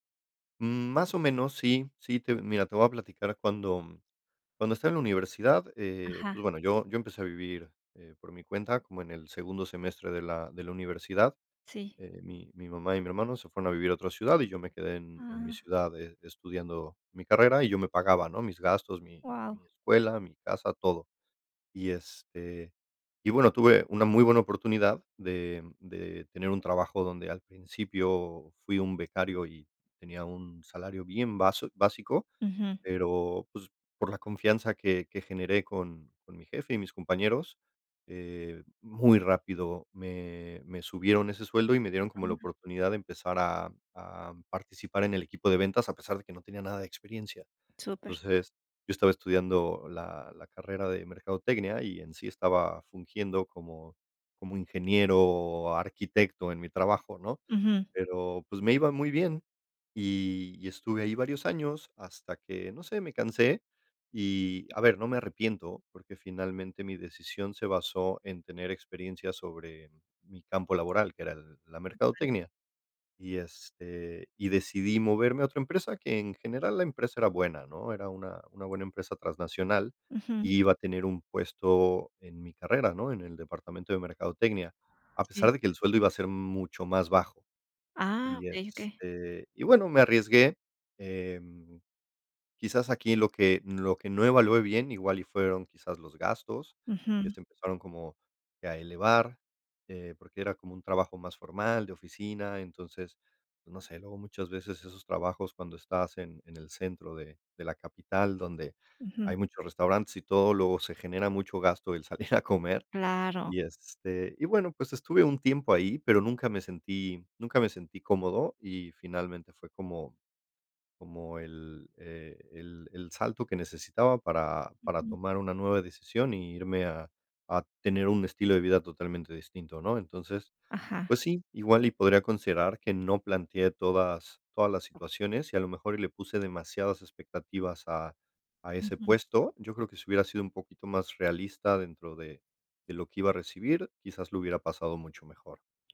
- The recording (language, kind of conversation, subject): Spanish, podcast, ¿Qué errores cometiste al empezar la transición y qué aprendiste?
- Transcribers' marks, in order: other noise; unintelligible speech; other background noise; giggle